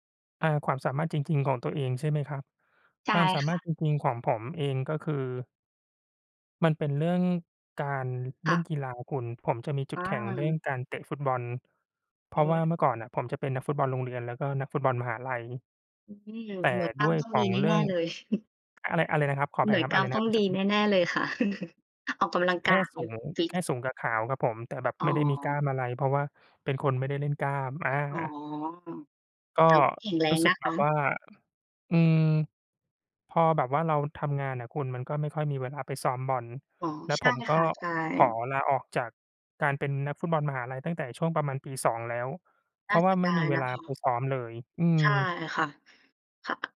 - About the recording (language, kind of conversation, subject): Thai, unstructured, มีทักษะอะไรบ้างที่คนชอบอวด แต่จริงๆ แล้วทำไม่ค่อยได้?
- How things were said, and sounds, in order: chuckle; chuckle; other noise; tapping